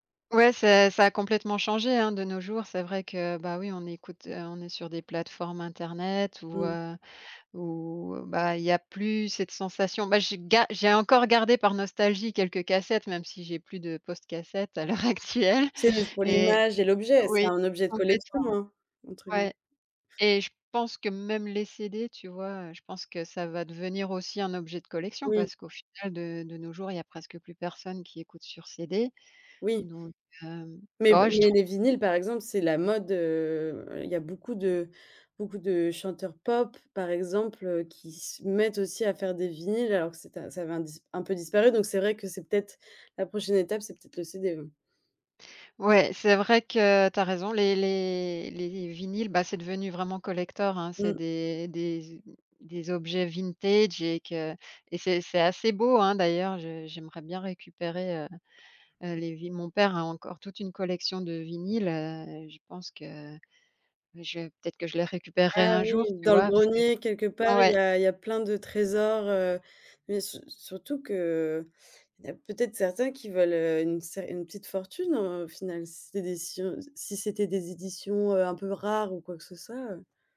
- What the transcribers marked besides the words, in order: laughing while speaking: "l'heure actuelle"
- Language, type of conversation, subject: French, podcast, Quelle chanson te ramène directement à ton enfance ?